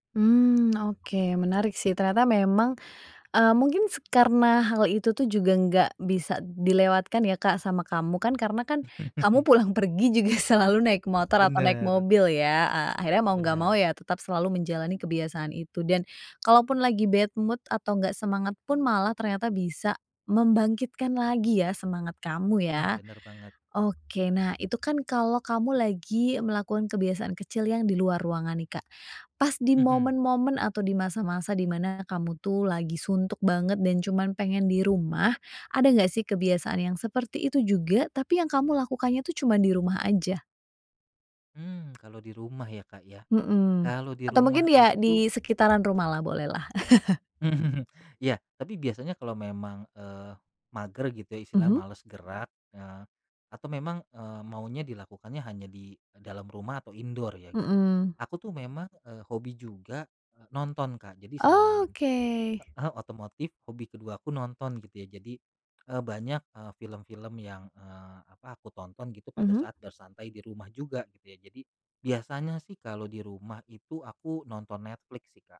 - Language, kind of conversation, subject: Indonesian, podcast, Kebiasaan kecil apa yang membantu kreativitas kamu?
- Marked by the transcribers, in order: chuckle; laughing while speaking: "selalu"; other background noise; in English: "bad mood"; chuckle; tapping; in English: "indoor"